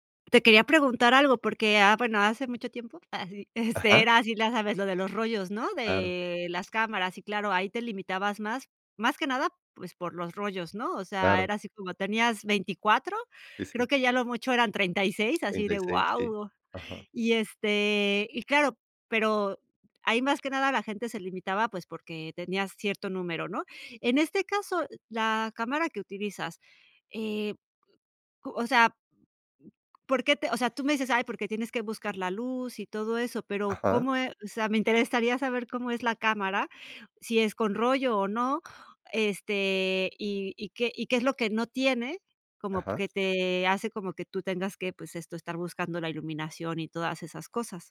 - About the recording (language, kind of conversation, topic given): Spanish, podcast, ¿Qué pasatiempos te recargan las pilas?
- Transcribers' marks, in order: other background noise